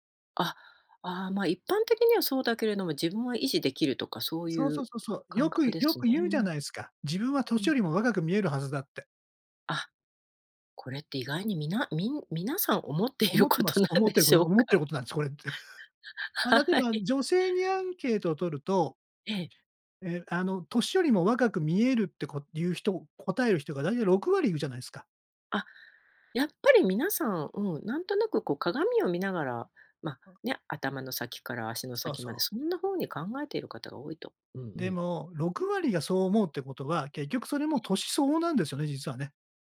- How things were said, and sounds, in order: laughing while speaking: "思っていることなんでしょうか？はい"; chuckle; other background noise
- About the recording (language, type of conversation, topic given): Japanese, podcast, 服で「なりたい自分」を作るには？